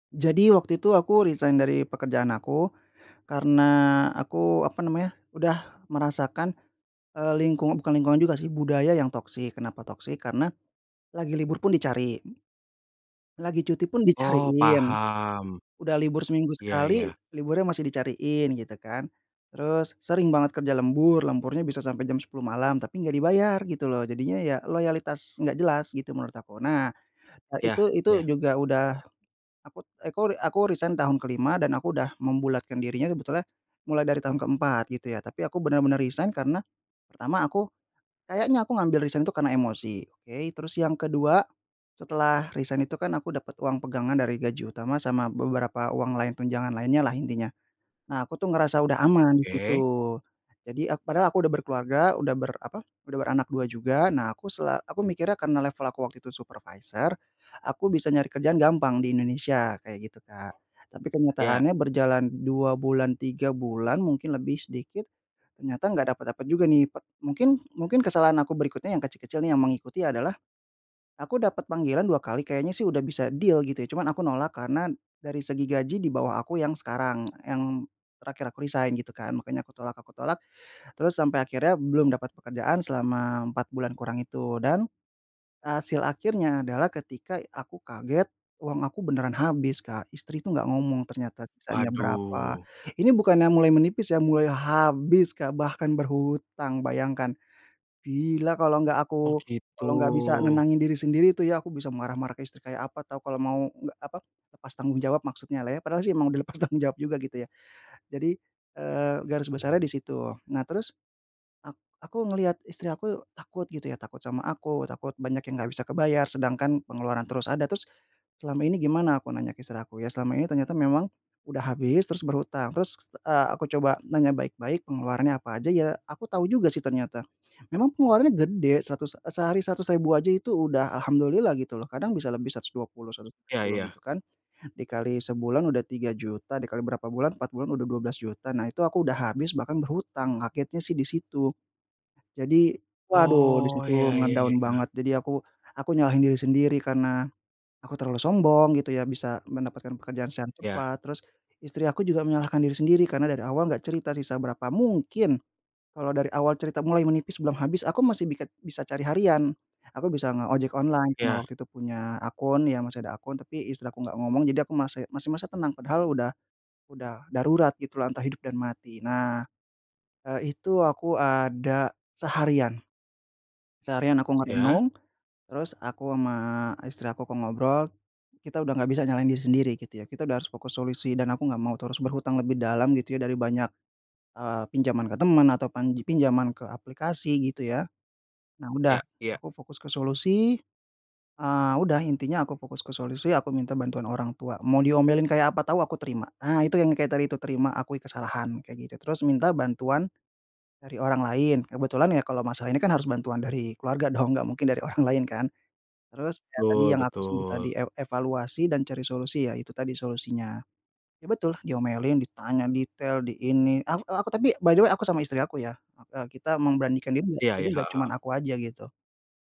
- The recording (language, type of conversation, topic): Indonesian, podcast, Bagaimana kamu belajar memaafkan diri sendiri setelah membuat kesalahan besar?
- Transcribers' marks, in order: in English: "resign"; in English: "resign"; in English: "resign"; in English: "resign"; in English: "resign"; in English: "deal"; in English: "resign"; tapping; laughing while speaking: "lepas"; in English: "nge-down"; stressed: "Mungkin"; other background noise; in English: "by the way"